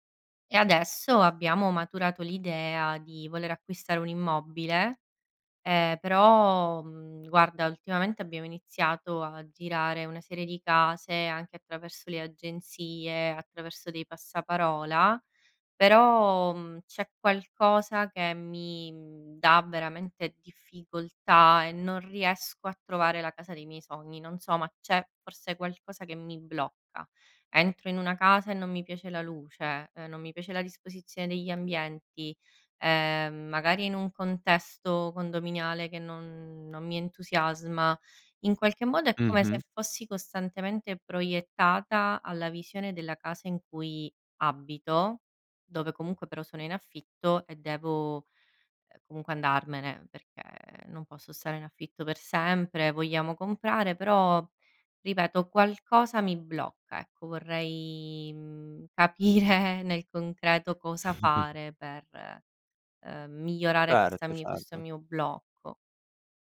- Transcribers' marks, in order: laughing while speaking: "capire"; chuckle
- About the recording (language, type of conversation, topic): Italian, advice, Quali difficoltà stai incontrando nel trovare una casa adatta?